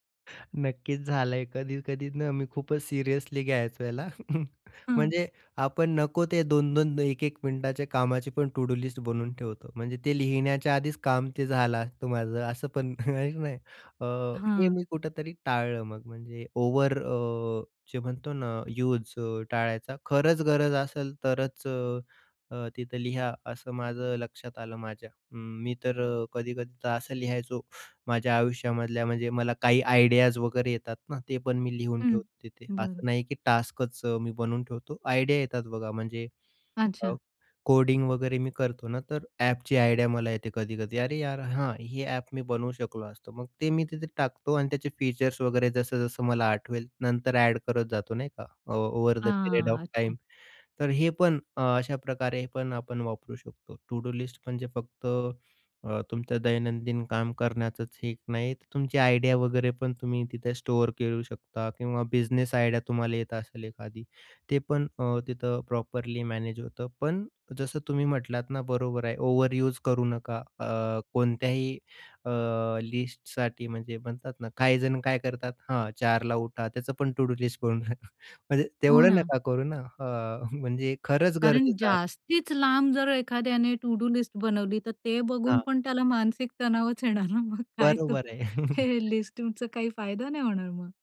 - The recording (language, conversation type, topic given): Marathi, podcast, प्रभावी कामांची यादी तुम्ही कशी तयार करता?
- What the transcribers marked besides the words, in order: laughing while speaking: "नक्कीच"; chuckle; in English: "टू-डू लिस्ट"; laughing while speaking: "आहे की नाही"; in English: "आयडियाज"; tapping; in English: "आयडिया"; in English: "आयडिया"; other background noise; in English: "ओव्हर द पिरियड ऑफ टाईम"; in English: "टू-डू लिस्ट"; in English: "आयडिया"; in English: "आयडिया"; in English: "प्रॉपरली"; in English: "टू-डू लिस्ट"; laughing while speaking: "करून ठेवतात"; laughing while speaking: "म्हणजे"; in English: "टू-डू लिस्ट"; laughing while speaking: "मग काय तो ते लिस्टिंगचा"; chuckle